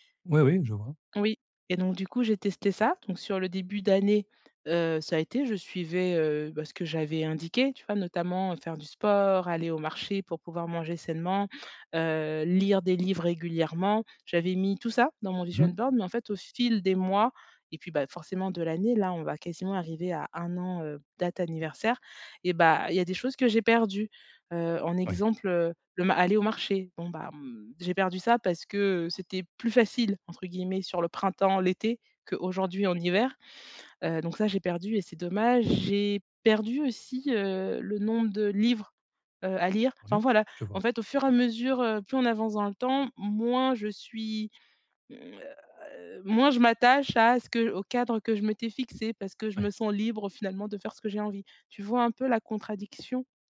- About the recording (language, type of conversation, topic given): French, advice, Comment organiser des routines flexibles pour mes jours libres ?
- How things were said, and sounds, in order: put-on voice: "vision boards"; stressed: "livres"